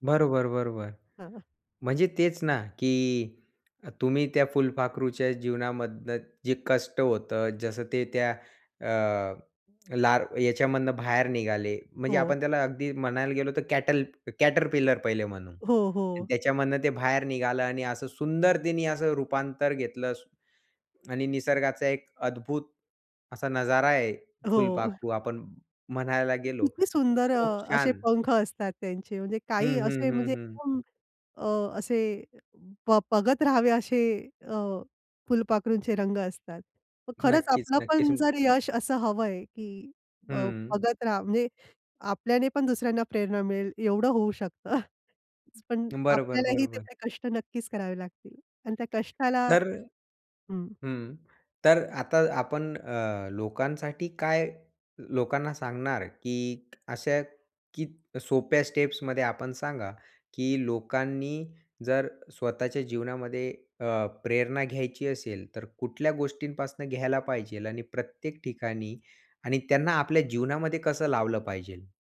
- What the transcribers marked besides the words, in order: tapping; other background noise; in English: "कॅटल कॅटरपिलर"; chuckle; background speech; laughing while speaking: "शकतं"; "पाहिजे" said as "पाहिजेल"; "पाहिजे" said as "पाहिजेल"
- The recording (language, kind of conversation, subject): Marathi, podcast, तुम्हाला सर्वसाधारणपणे प्रेरणा कुठून मिळते?